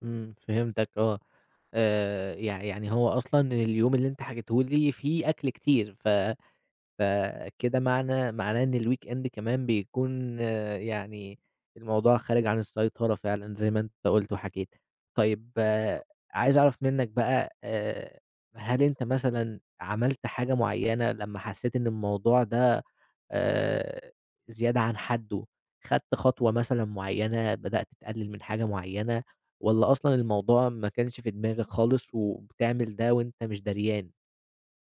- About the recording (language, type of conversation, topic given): Arabic, advice, إزاي أقدر أسيطر على اندفاعاتي زي الأكل أو الشراء؟
- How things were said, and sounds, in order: in English: "الweekend"; other background noise; tapping